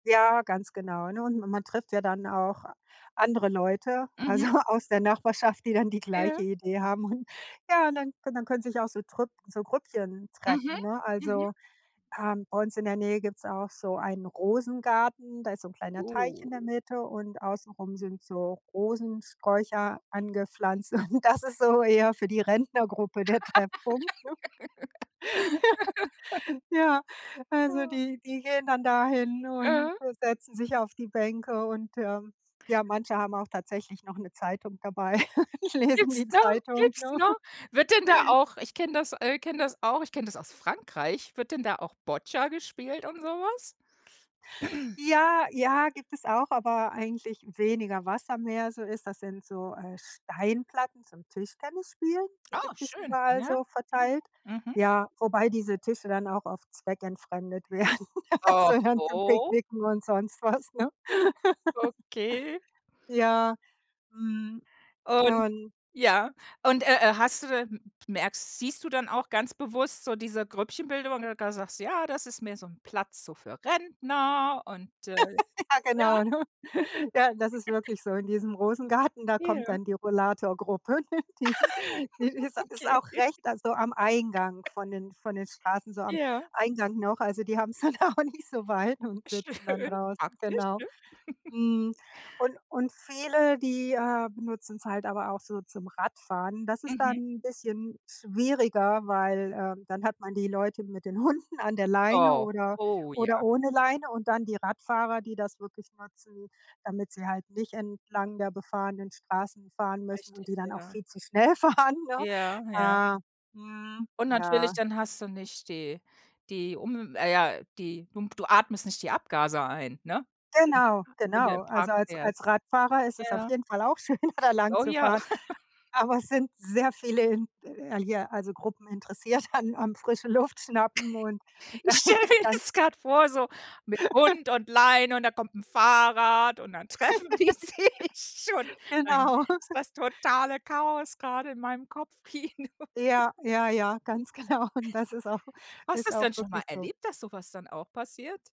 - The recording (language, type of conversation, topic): German, podcast, Wie lässt sich Natur gut in einen vollen Stadtalltag integrieren?
- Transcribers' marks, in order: laughing while speaking: "also"; joyful: "hun ja und dann dann können sich"; put-on voice: "Oh"; laughing while speaking: "Und"; laugh; laugh; joyful: "Ja, also, die die gehen dann dahin und"; joyful: "Ja"; joyful: "Mhm"; laugh; laughing while speaking: "lesen die Zeitung, ne?"; joyful: "Gibt's noch? Gibt's noch?"; joyful: "und so was?"; throat clearing; surprised: "Oh schön"; surprised: "Oho"; laughing while speaking: "werden, also, dann"; laughing while speaking: "sonst was"; laugh; put-on voice: "Rentner"; laugh; laughing while speaking: "ne?"; chuckle; chuckle; laugh; laughing while speaking: "die ist"; laughing while speaking: "Okay"; giggle; laughing while speaking: "dann auch nicht so weit"; laughing while speaking: "Schön"; chuckle; laughing while speaking: "Hunden"; laughing while speaking: "fahren, ne?"; unintelligible speech; laughing while speaking: "schön"; chuckle; laughing while speaking: "interessiert"; laughing while speaking: "Luft"; other noise; laughing while speaking: "Ich stelle mir das"; laughing while speaking: "da kann"; put-on voice: "mit Hund und Leine und da kommt 'n Fahrrad und dann"; chuckle; laugh; laughing while speaking: "treffen die sich schon"; joyful: "Dann ist das totale Chaos gerade in meinem"; chuckle; laughing while speaking: "Kopfkino"; chuckle; laughing while speaking: "ganz genau. Und das ist auch"